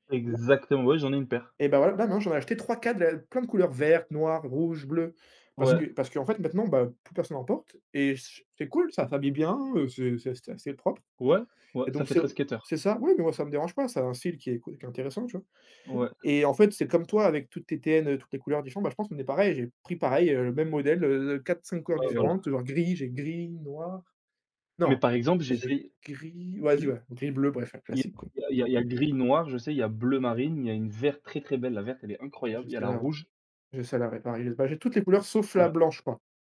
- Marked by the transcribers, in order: other background noise; tapping; "habille" said as "fabille"
- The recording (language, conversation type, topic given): French, unstructured, Comment as-tu découvert ton passe-temps préféré ?
- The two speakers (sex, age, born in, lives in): male, 20-24, France, France; male, 20-24, France, France